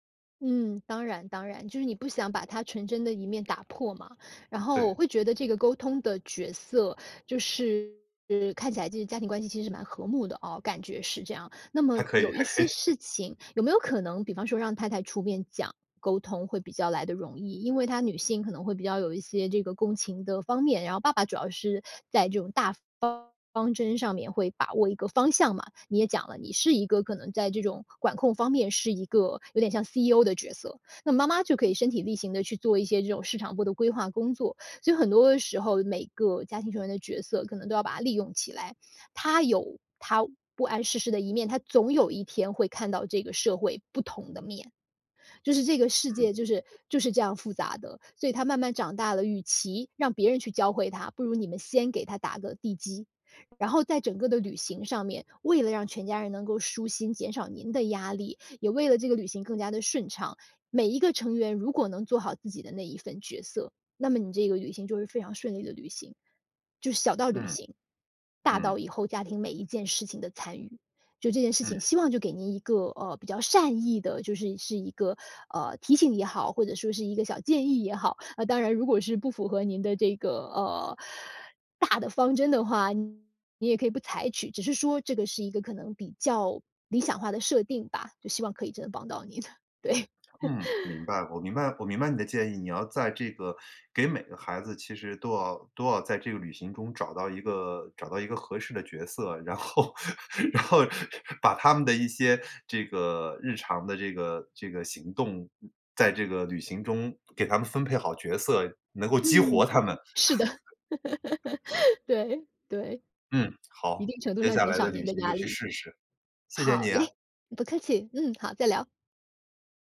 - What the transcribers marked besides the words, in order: other background noise; tapping; laughing while speaking: "对"; laugh; laughing while speaking: "然后 然后"; laughing while speaking: "是的。对，对"; joyful: "激活他们"; laugh; other noise
- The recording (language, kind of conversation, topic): Chinese, advice, 旅行时如何减少焦虑和压力？